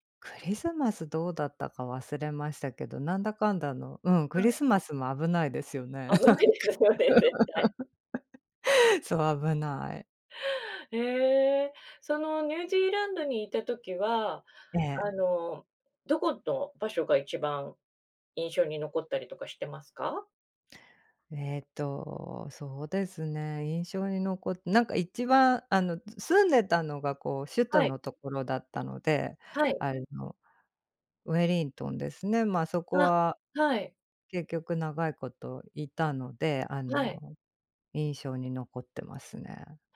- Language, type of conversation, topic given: Japanese, unstructured, 旅行で訪れてみたい国や場所はありますか？
- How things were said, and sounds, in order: laughing while speaking: "危ないですよね、絶対"; laughing while speaking: "なんか"; chuckle